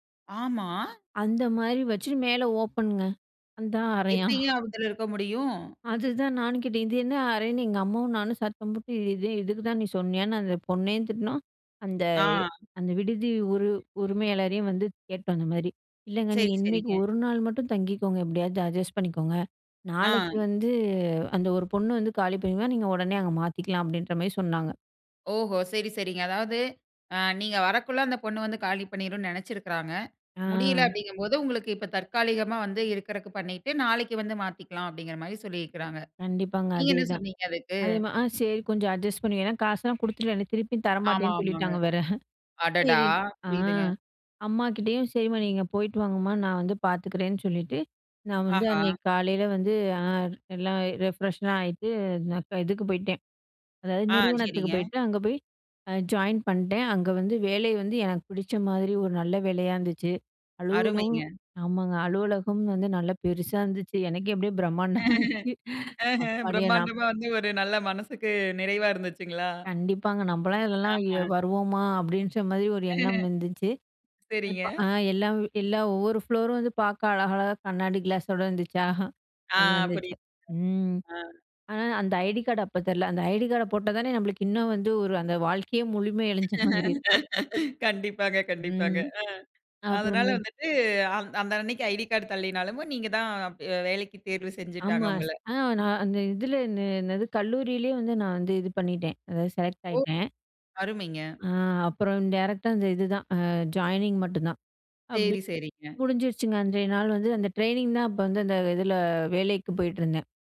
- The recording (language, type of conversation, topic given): Tamil, podcast, புது நகருக்கு வேலைக்காகப் போகும்போது வாழ்க்கை மாற்றத்தை எப்படி திட்டமிடுவீர்கள்?
- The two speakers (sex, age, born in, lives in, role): female, 25-29, India, India, guest; female, 25-29, India, India, host
- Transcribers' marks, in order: surprised: "ஆமா"; in English: "ஓப்பன்ங்க"; laughing while speaking: "அறையாம்"; "இடத்துல" said as "அவ்டத்துல"; in English: "அட்ஜஸ்ட்"; "அதே மாதிரி" said as "அதேமா"; tapping; in English: "ரெப்ரெஸ்லா"; in English: "ஜாயின்"; surprised: "அப்படியே பிரம்மாண்டமாயிடுச்சு"; laughing while speaking: "அஹ்ம், பிரமாண்டமா வந்து ஒரு நல்ல மனசுக்கு நிறைவா இருந்துச்சுங்களா?"; laugh; in English: "ப்ளோரும்"; in English: "ஐடி கார்டு"; in English: "ஐடி கார்டை"; "அடைஞ்ச" said as "அழுஞ்ச"; laughing while speaking: "கண்டிப்பாங்க, கண்டிப்பாங்க"; other background noise; in English: "டைரக்ட்டா"; in English: "ஜாயினிங்"; in English: "ட்ரெய்னிங்"